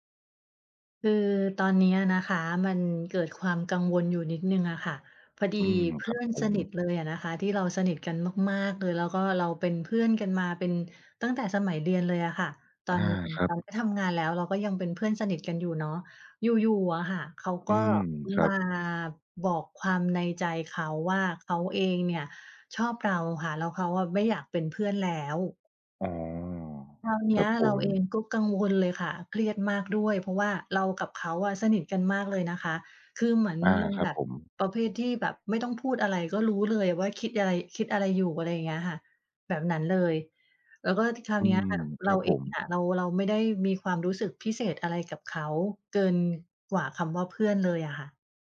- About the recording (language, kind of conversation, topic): Thai, advice, จะบอกเลิกความสัมพันธ์หรือมิตรภาพอย่างไรให้สุภาพและให้เกียรติอีกฝ่าย?
- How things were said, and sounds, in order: other background noise